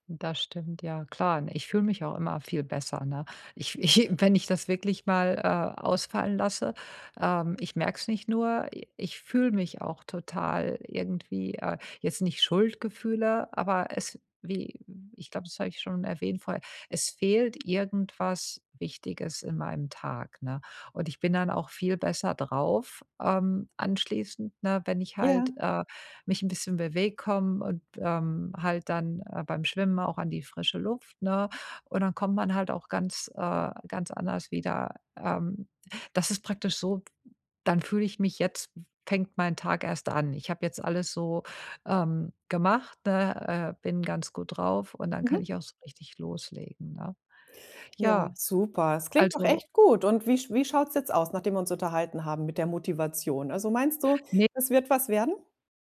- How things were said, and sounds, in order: none
- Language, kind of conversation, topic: German, advice, Wie finde ich die Motivation, regelmäßig Sport zu treiben?